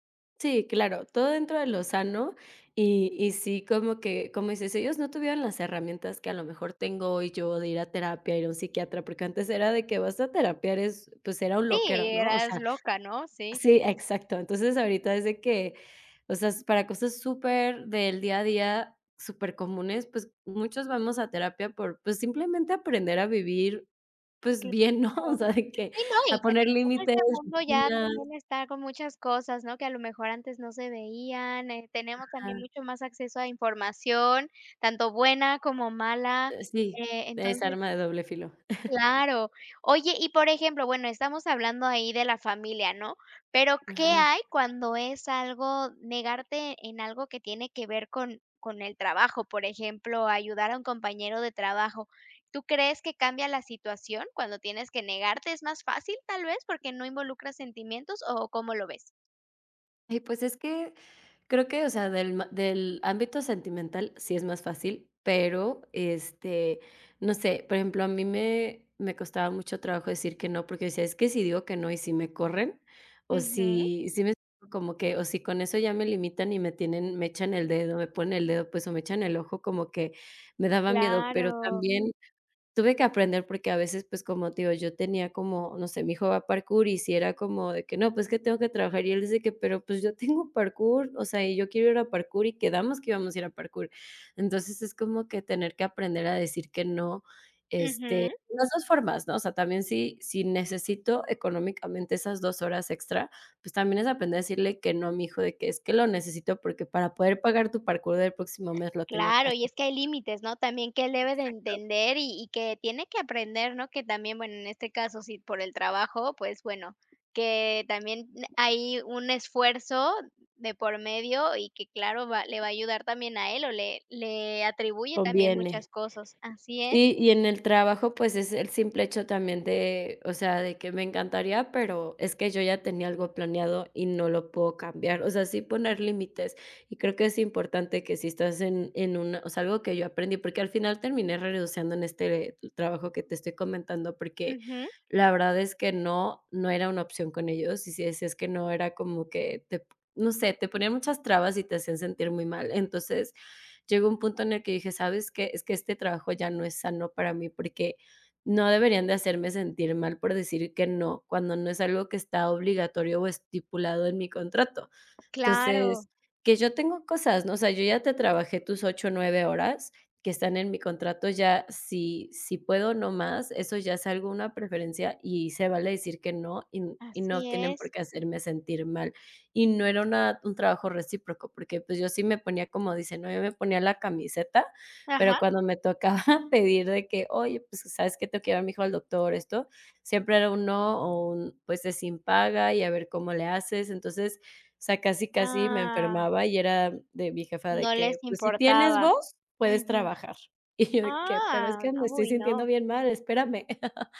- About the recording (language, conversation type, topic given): Spanish, podcast, ¿Cómo aprendes a decir no sin culpa?
- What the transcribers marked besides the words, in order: tapping; laughing while speaking: "¿no?, o sea, de que"; chuckle; other background noise; laughing while speaking: "tocaba"; chuckle